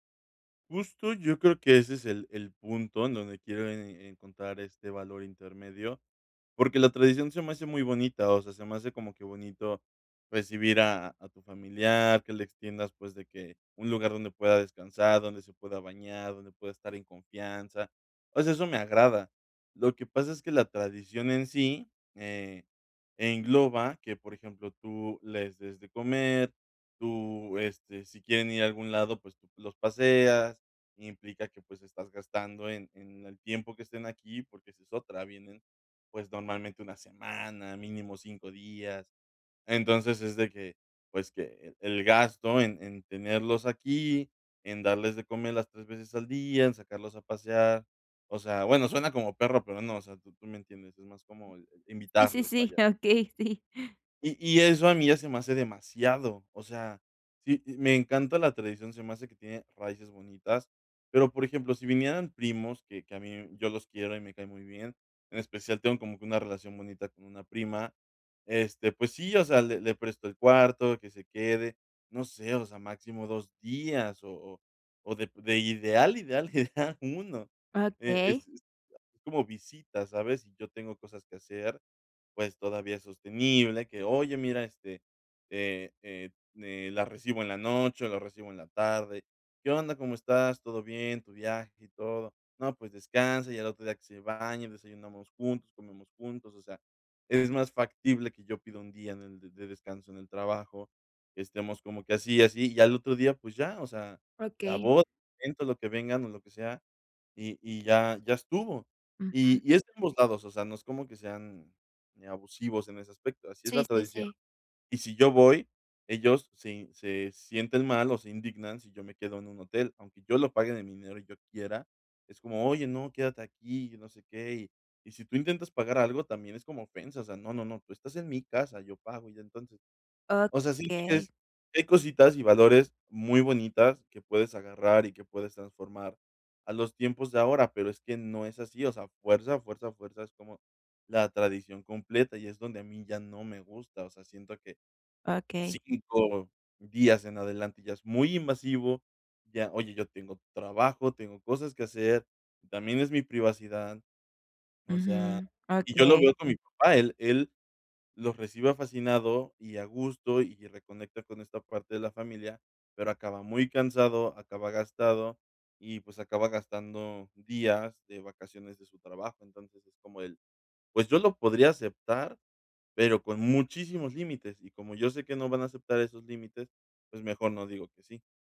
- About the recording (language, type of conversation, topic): Spanish, advice, ¿Cómo puedes equilibrar tus tradiciones con la vida moderna?
- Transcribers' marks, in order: chuckle; chuckle